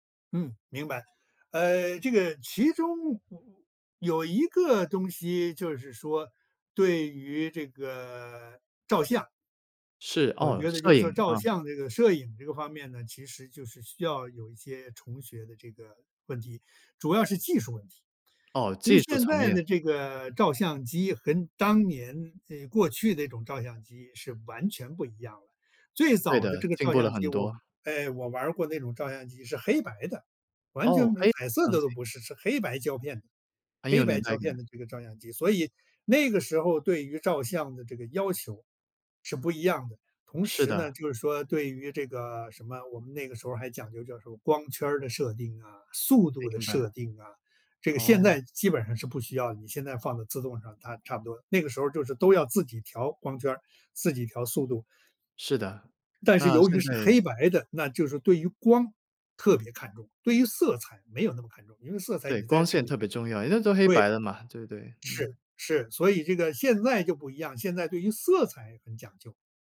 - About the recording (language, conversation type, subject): Chinese, podcast, 面对信息爆炸时，你会如何筛选出值得重新学习的内容？
- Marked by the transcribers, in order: other background noise; "跟" said as "很"; "就" said as "叫"; tapping